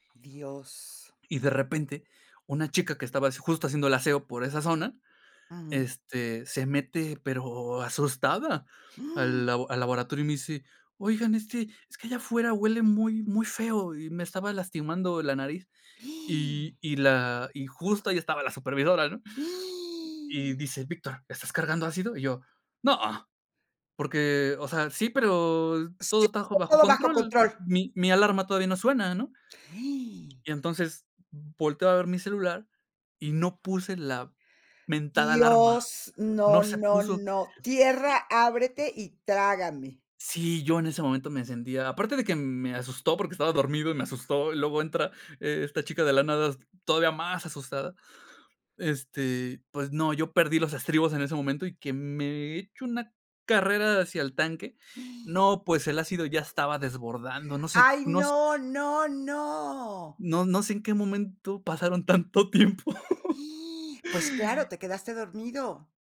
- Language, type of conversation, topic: Spanish, podcast, ¿Qué errores cometiste al aprender por tu cuenta?
- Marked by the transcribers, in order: gasp; gasp; gasp; other noise; gasp; tapping; gasp; laughing while speaking: "tanto tiempo"; gasp; laugh